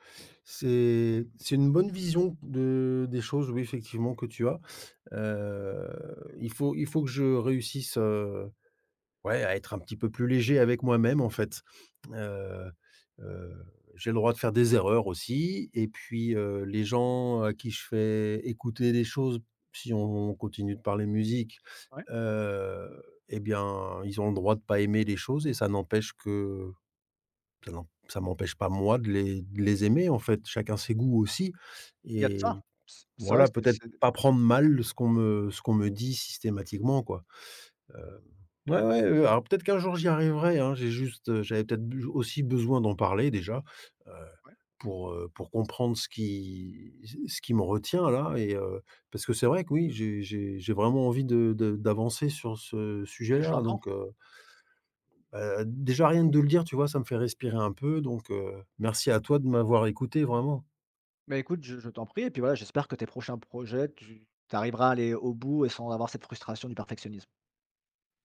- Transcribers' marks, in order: drawn out: "heu"; stressed: "moi"; stressed: "mal"
- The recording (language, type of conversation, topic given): French, advice, Comment mon perfectionnisme m’empêche-t-il d’avancer et de livrer mes projets ?